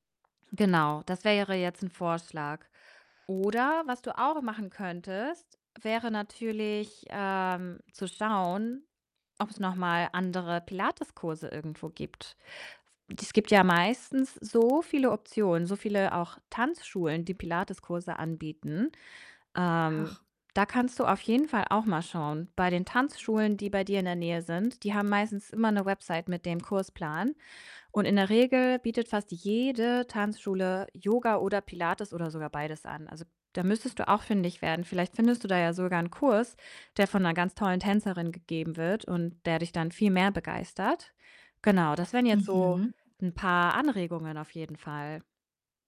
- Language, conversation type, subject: German, advice, Wie kann ich ohne Druck ein neues Hobby anfangen?
- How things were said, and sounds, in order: distorted speech; static; other background noise; drawn out: "jede"; tapping